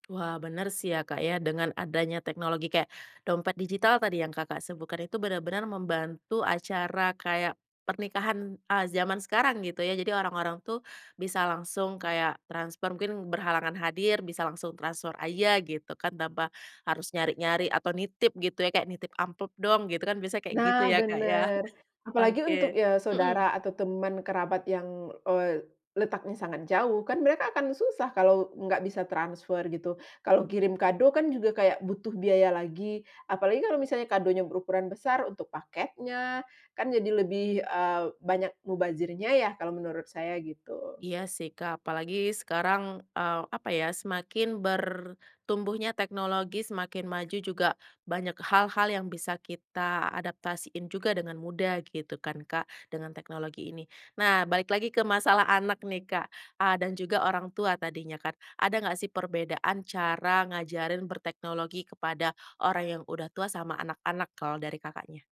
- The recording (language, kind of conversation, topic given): Indonesian, podcast, Bagaimana teknologi mengubah cara Anda melaksanakan adat dan tradisi?
- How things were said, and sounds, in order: other background noise